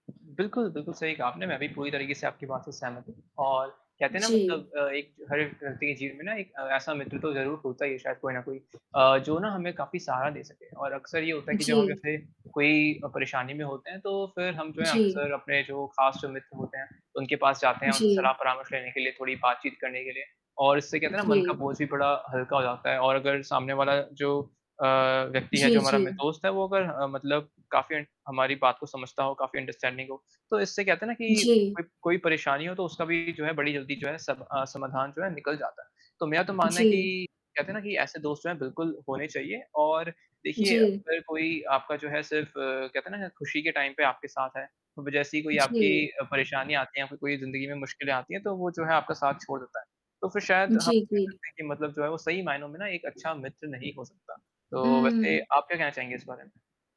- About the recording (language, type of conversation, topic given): Hindi, unstructured, आपके लिए एक अच्छा दोस्त कौन होता है?
- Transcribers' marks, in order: static; wind; in English: "अंडरस्टैंडिंग"; distorted speech; in English: "टाइम"; other background noise